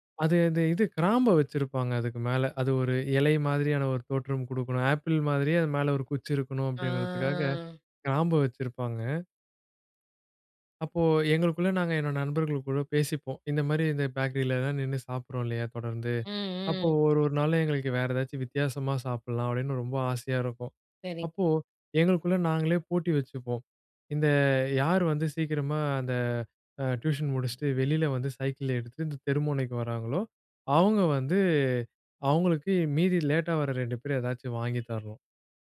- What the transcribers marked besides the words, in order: other background noise; horn
- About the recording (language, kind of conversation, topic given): Tamil, podcast, ஒரு தெருவோர உணவுக் கடை அருகே சில நிமிடங்கள் நின்றபோது உங்களுக்குப் பிடித்ததாக இருந்த அனுபவத்தைப் பகிர முடியுமா?